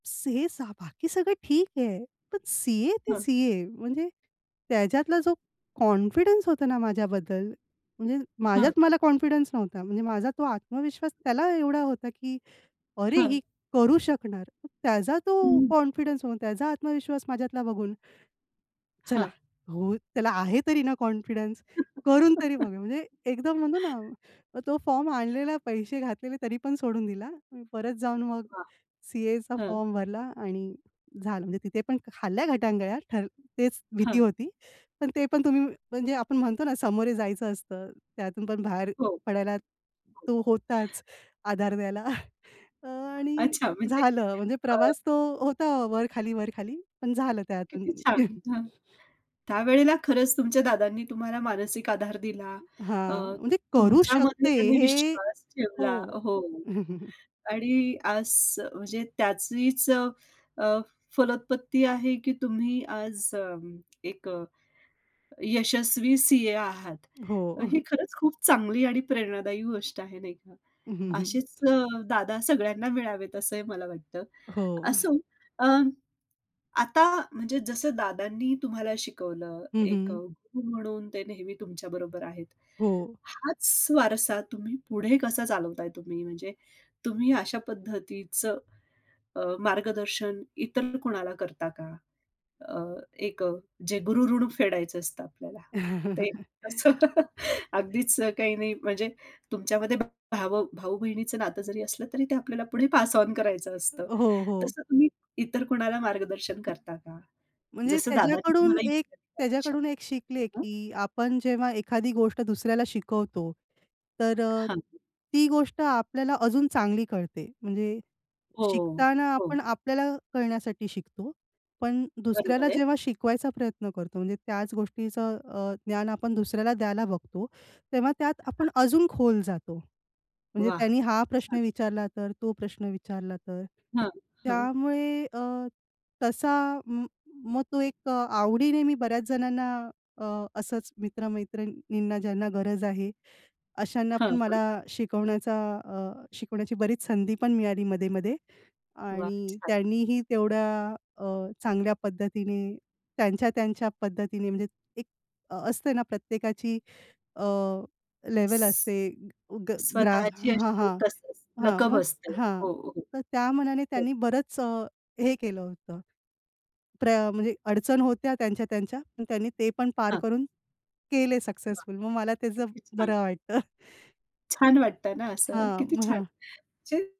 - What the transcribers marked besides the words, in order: unintelligible speech; tapping; in English: "कॉन्फिडन्स"; in English: "कॉन्फिडन्स"; other background noise; in English: "कॉन्फिडन्स"; in English: "कॉन्फिडन्स"; laugh; chuckle; chuckle; other noise; chuckle; chuckle; in English: "पास ओन"; unintelligible speech; chuckle
- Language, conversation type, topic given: Marathi, podcast, तुझ्या आयुष्यातला एखादा गुरु कोण होता आणि त्याने/तिने तुला काय शिकवलं?